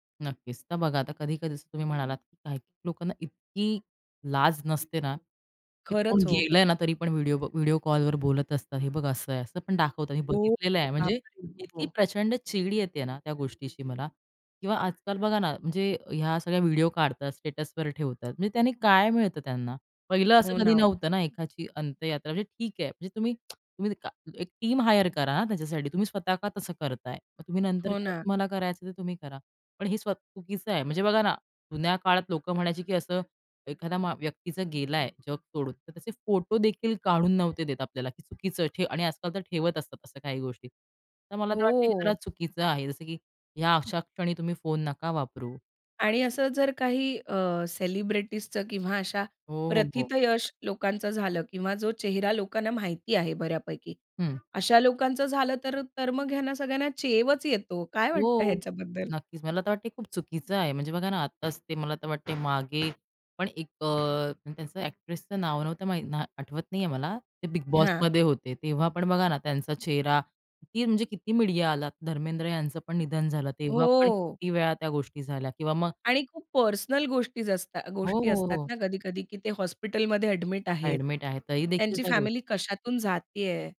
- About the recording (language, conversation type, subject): Marathi, podcast, लाईव्ह कार्यक्रमात फोनने व्हिडिओ काढावा की फक्त क्षण अनुभवावा?
- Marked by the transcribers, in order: tapping; music; other background noise; in English: "स्टेटसवर"; tsk; in English: "टीम"; horn; drawn out: "हो"